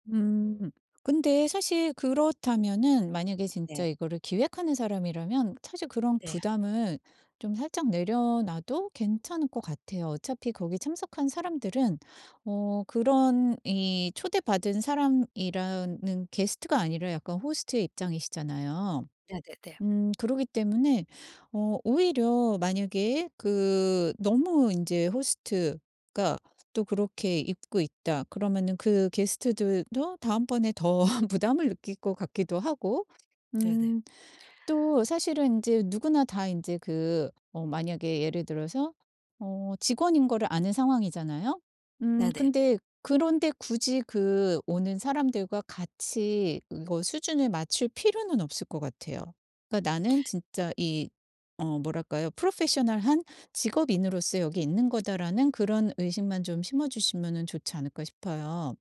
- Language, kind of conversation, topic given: Korean, advice, 다른 사람들과 비교하지 않고 소비를 줄이려면 어떻게 해야 하나요?
- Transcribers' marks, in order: in English: "호스트의"; in English: "호스트가"; laugh; tapping; put-on voice: "'프로페셔널한"